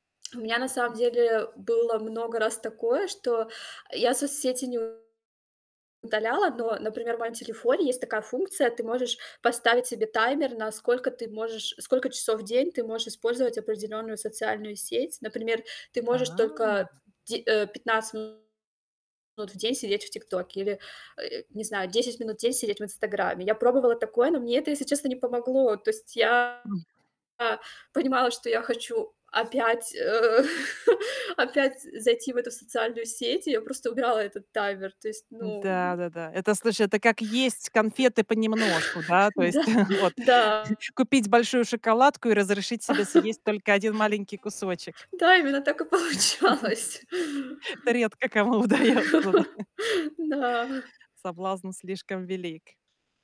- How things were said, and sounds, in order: static; other background noise; distorted speech; tapping; laughing while speaking: "э"; chuckle; chuckle; laughing while speaking: "Да"; chuckle; other noise; laugh; laughing while speaking: "и получалось. Н-да"; laugh; laughing while speaking: "удается, да?"; laugh
- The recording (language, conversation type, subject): Russian, podcast, Как ты обычно реагируешь, когда замечаешь, что слишком долго сидишь в телефоне?